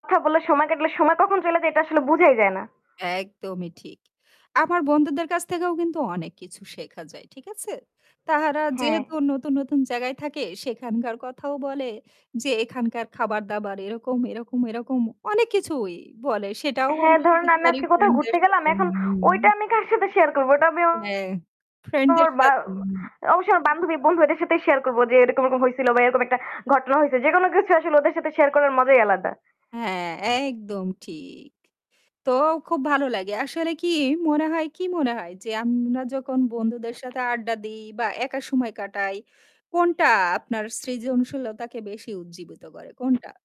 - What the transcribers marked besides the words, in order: static; stressed: "কিছুই"; "শেয়ার" said as "শি"; distorted speech; drawn out: "একদম ঠিক"
- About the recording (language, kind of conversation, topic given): Bengali, unstructured, বন্ধুদের সঙ্গে আড্ডা দেওয়া আর একা সময় কাটানো—এর মধ্যে কোনটি আপনার বেশি ভালো লাগে?